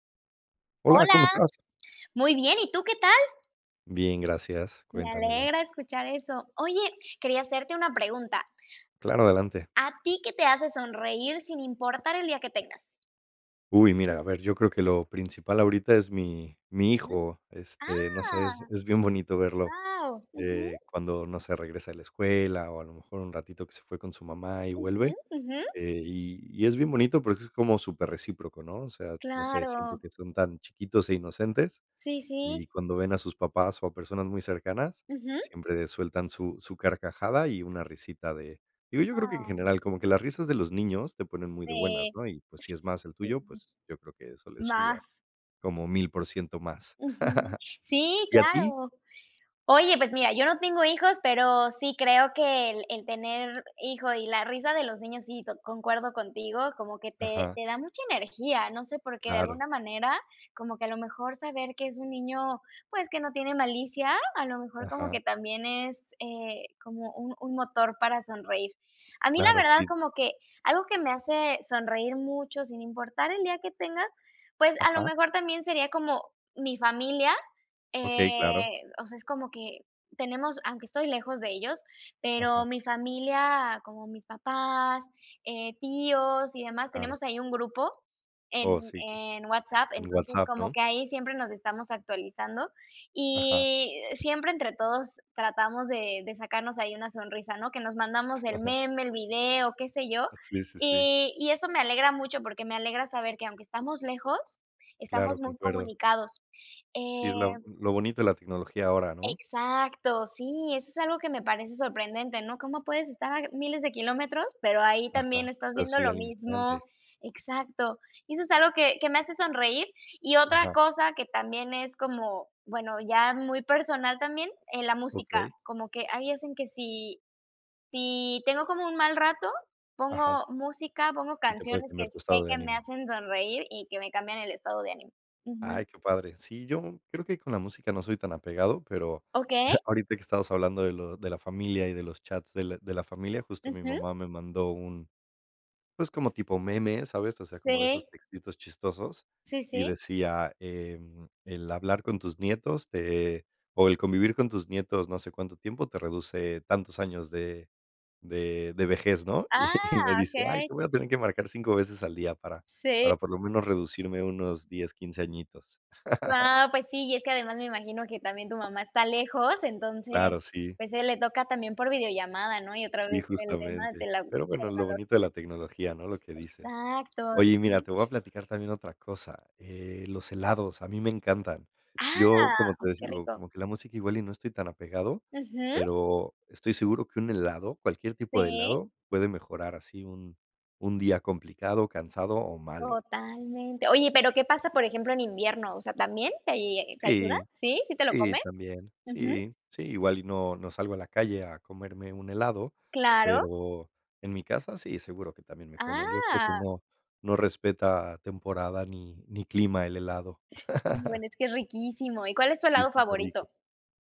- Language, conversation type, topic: Spanish, unstructured, ¿Qué te hace sonreír sin importar el día que tengas?
- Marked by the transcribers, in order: other background noise; unintelligible speech; laugh; tapping; chuckle; chuckle; chuckle; laugh; surprised: "Ah"; chuckle